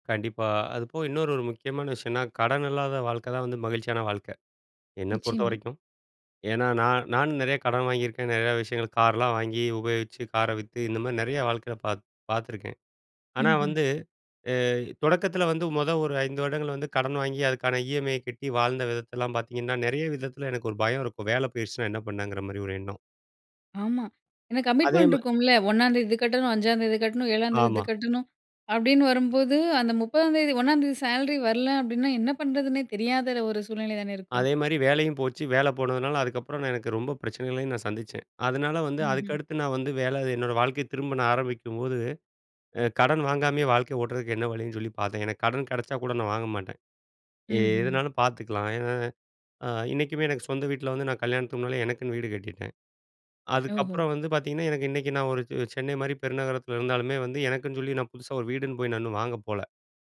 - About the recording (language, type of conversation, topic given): Tamil, podcast, வறுமையைப் போல அல்லாமல் குறைவான உடைமைகளுடன் மகிழ்ச்சியாக வாழ்வது எப்படி?
- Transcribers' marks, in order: in English: "ஈ.எம்.ஐ.ய"; in English: "கமிட்மெண்ட்"; in English: "சேலரி"